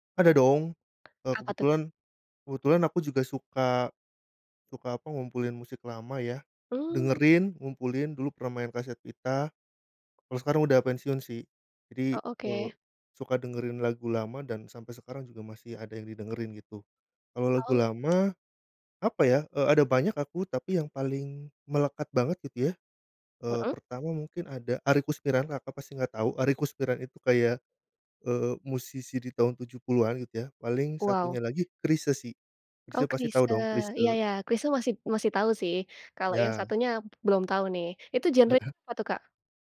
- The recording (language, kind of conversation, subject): Indonesian, podcast, Apa yang membuat musik nostalgia begitu berpengaruh bagi banyak orang?
- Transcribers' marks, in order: tapping; chuckle